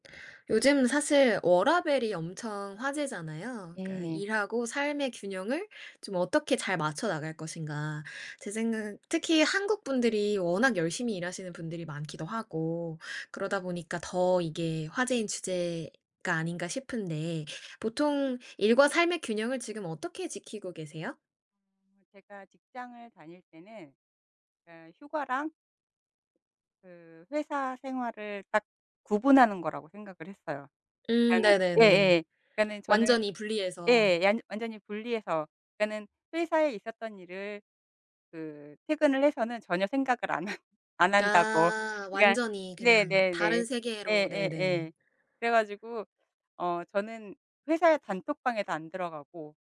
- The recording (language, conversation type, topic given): Korean, podcast, 일과 삶의 균형을 어떻게 지키고 계신가요?
- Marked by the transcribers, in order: other background noise; laughing while speaking: "안 하"